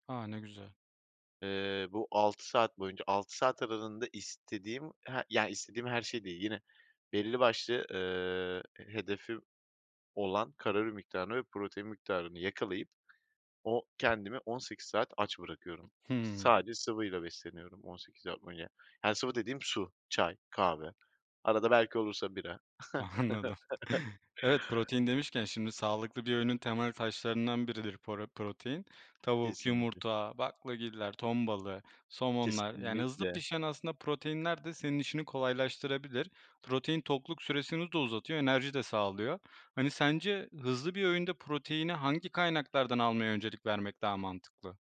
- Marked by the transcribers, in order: tapping; other background noise; laughing while speaking: "Anladım"; chuckle
- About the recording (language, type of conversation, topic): Turkish, podcast, Hızlı ve sağlıklı bir öğün hazırlarken neye öncelik verirsiniz?